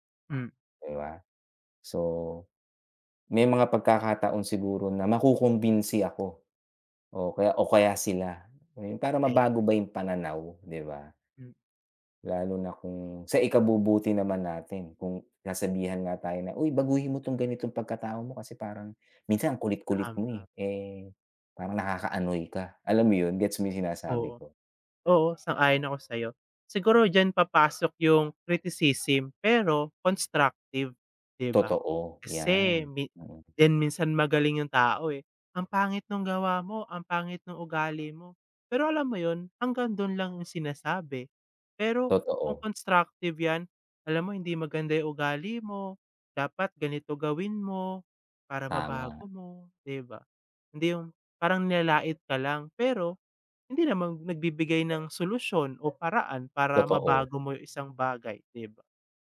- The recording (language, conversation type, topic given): Filipino, unstructured, Paano mo hinaharap ang mga taong hindi tumatanggap sa iyong pagkatao?
- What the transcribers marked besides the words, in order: other background noise